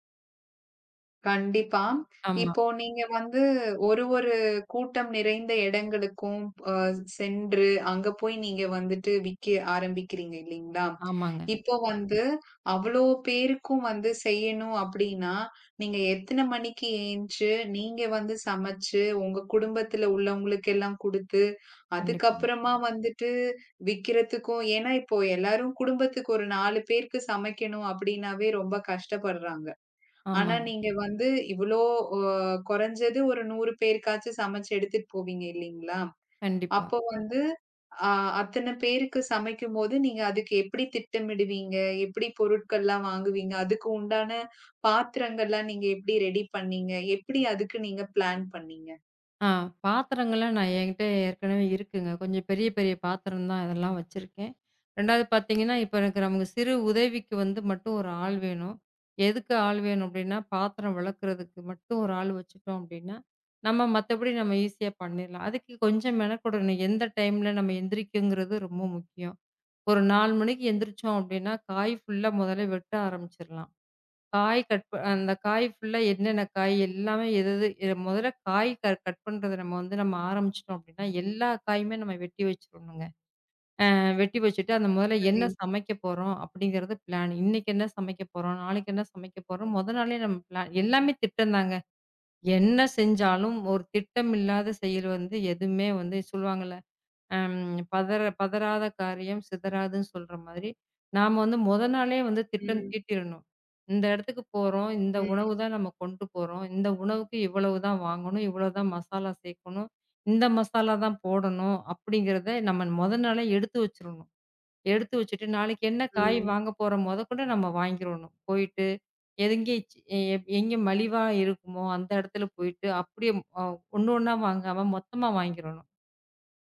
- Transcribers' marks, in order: in English: "ரெடி"; in English: "பிளான்"; in English: "பிளான்"
- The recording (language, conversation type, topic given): Tamil, podcast, உங்களின் பிடித்த ஒரு திட்டம் பற்றி சொல்லலாமா?